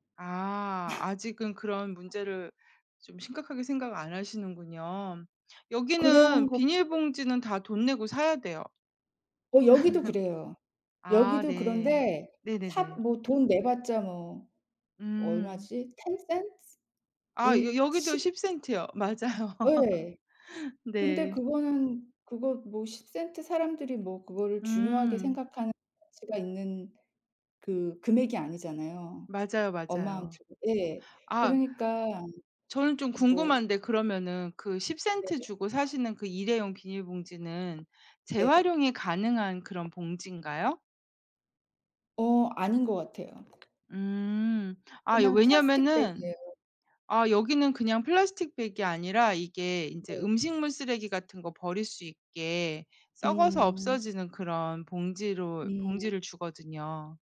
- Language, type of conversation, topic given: Korean, unstructured, 쓰레기를 줄이기 위해 개인이 할 수 있는 일에는 무엇이 있을까요?
- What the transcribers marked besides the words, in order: tapping; other background noise; laugh; laughing while speaking: "맞아요"; chuckle